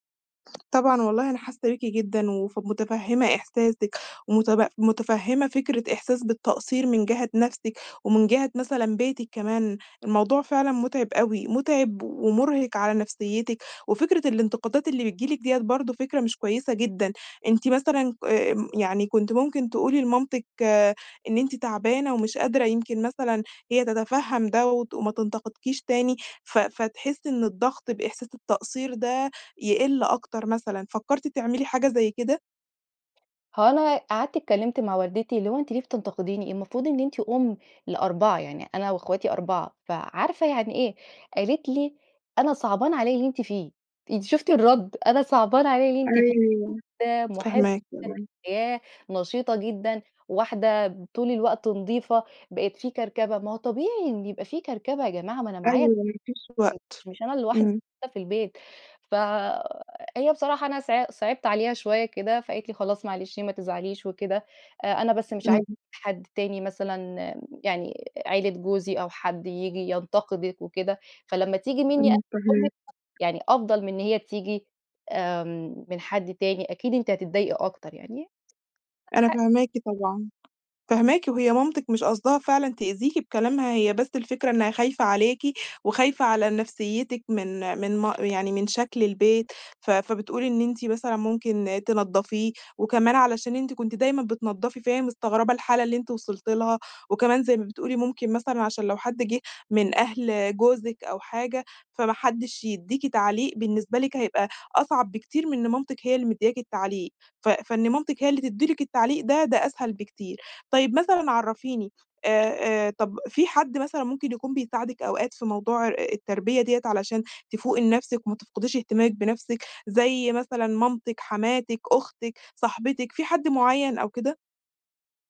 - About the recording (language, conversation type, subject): Arabic, advice, إزاي أوازن بين تربية الولاد وبين إني أهتم بنفسي وهواياتي من غير ما أحس إني ضايعة؟
- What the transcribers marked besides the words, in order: other background noise; tapping; unintelligible speech; unintelligible speech